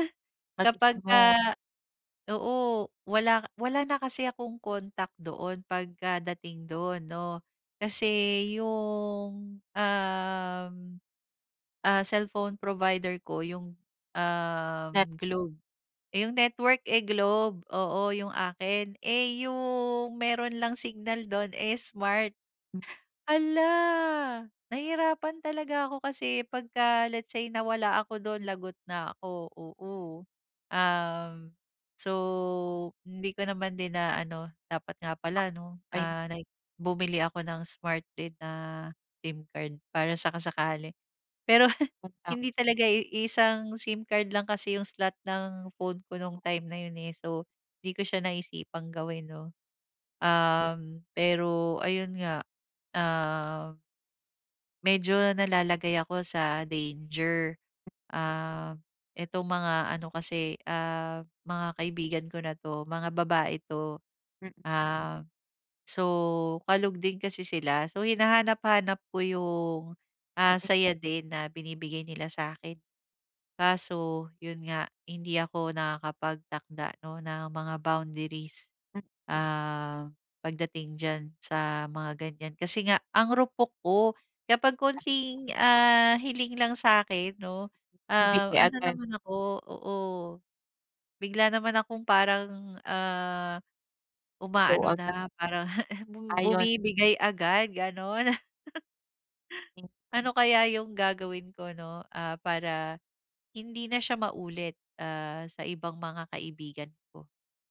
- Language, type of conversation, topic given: Filipino, advice, Paano ako magtatakda ng personal na hangganan sa mga party?
- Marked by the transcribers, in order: in English: "cellphone provider"; tongue click; other background noise; unintelligible speech; laugh; unintelligible speech; tapping; unintelligible speech; chuckle; chuckle